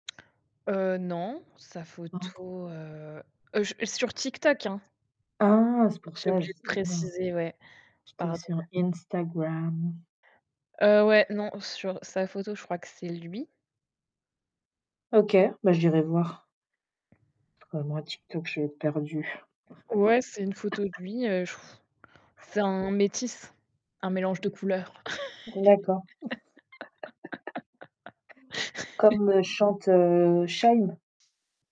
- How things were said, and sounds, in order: other background noise; unintelligible speech; tapping; other noise; stressed: "Ah"; unintelligible speech; put-on voice: "Instagram"; static; chuckle; blowing; chuckle; laugh
- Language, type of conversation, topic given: French, unstructured, Quelle est votre relation avec les réseaux sociaux ?
- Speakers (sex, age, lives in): female, 25-29, France; female, 35-39, France